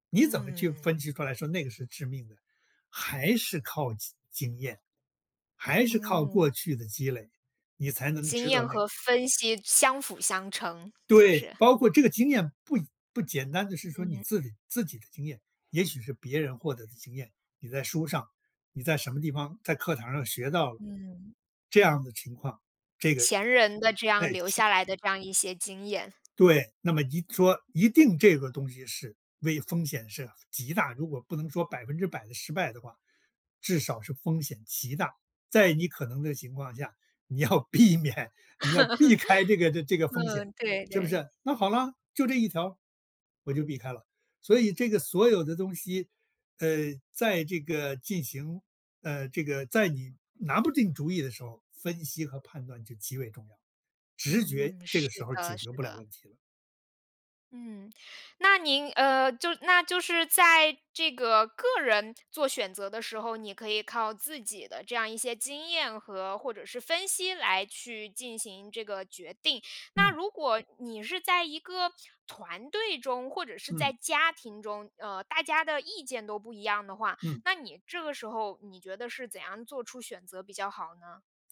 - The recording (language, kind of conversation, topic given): Chinese, podcast, 当你需要做选择时，你更相信直觉还是理性分析？
- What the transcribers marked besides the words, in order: laughing while speaking: "要避免"; laugh